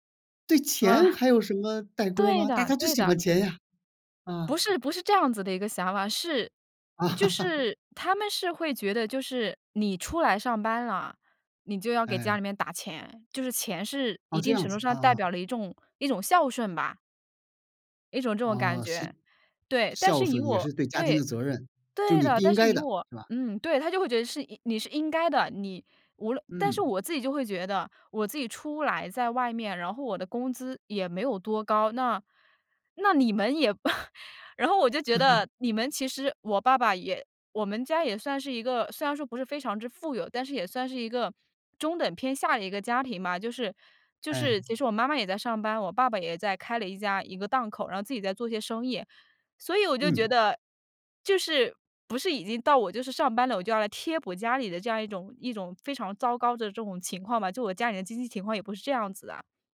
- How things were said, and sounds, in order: tapping; laugh; scoff; chuckle
- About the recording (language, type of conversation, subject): Chinese, podcast, 家庭里代沟很深时，怎样才能一步步拉近彼此的距离？